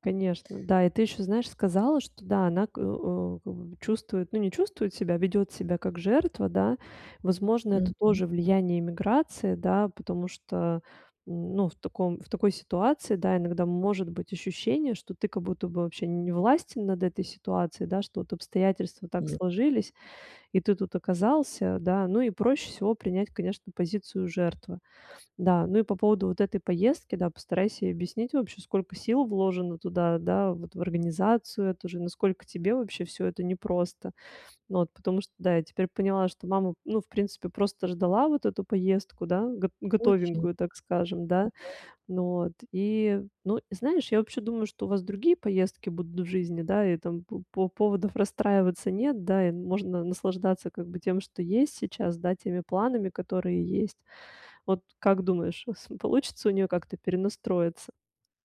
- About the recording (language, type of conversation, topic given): Russian, advice, Как мне развить устойчивость к эмоциональным триггерам и спокойнее воспринимать критику?
- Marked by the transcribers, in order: none